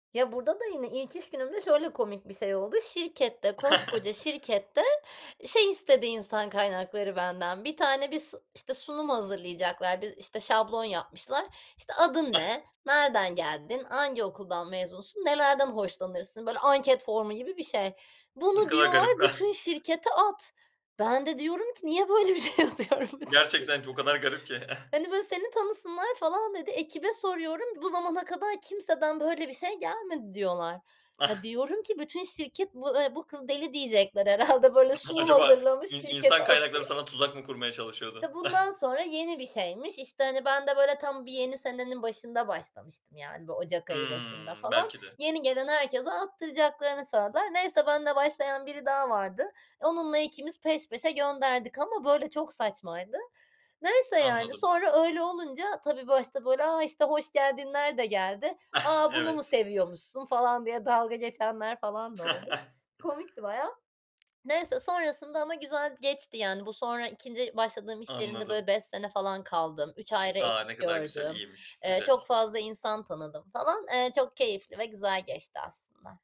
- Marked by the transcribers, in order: chuckle; tapping; laughing while speaking: "böyle bir şey atıyorum bütün şirkete"; chuckle; other background noise; laughing while speaking: "herhâlde. Böyle sunum hazırlamış şirkete atıyor"; unintelligible speech; chuckle
- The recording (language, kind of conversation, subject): Turkish, podcast, İlk iş gününü nasıl hatırlıyorsun?